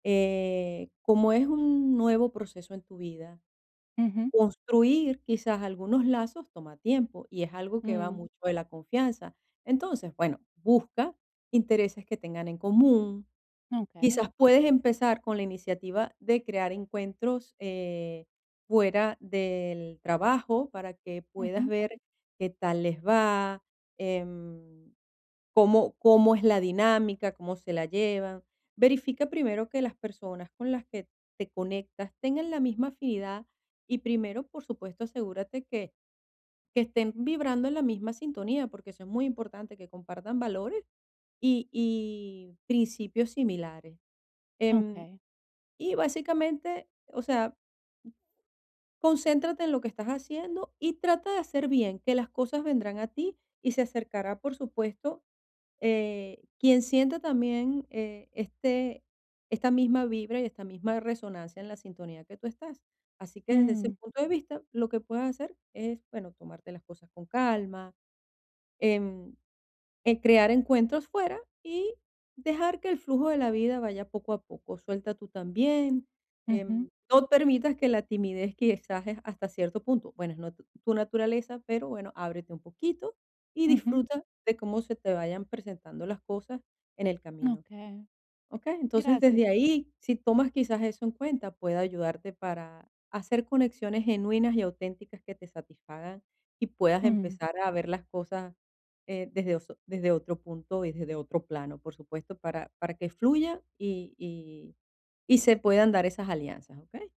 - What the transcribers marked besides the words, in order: none
- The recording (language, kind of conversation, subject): Spanish, advice, ¿Cómo puedo convertir a conocidos casuales en amistades más profundas sin forzar nada?